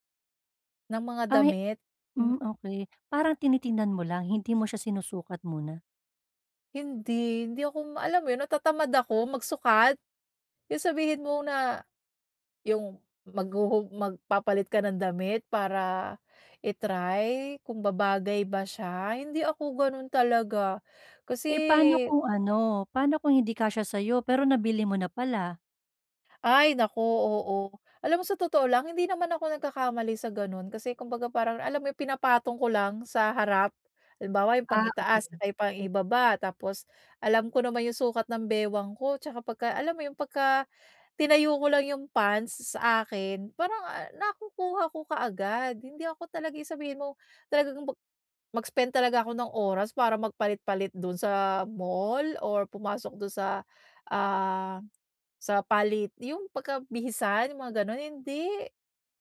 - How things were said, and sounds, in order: none
- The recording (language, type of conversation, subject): Filipino, advice, Paano ako makakapamili ng damit na may estilo nang hindi lumalampas sa badyet?